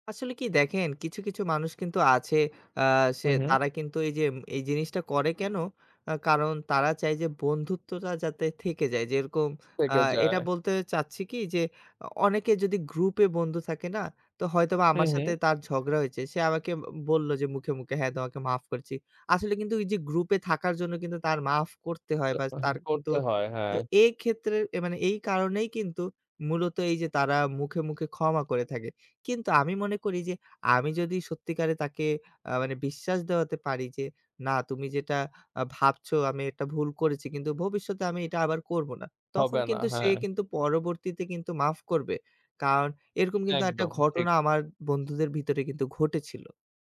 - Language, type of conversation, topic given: Bengali, podcast, ভুল হলে আপনি কীভাবে ক্ষমা চান?
- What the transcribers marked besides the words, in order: tapping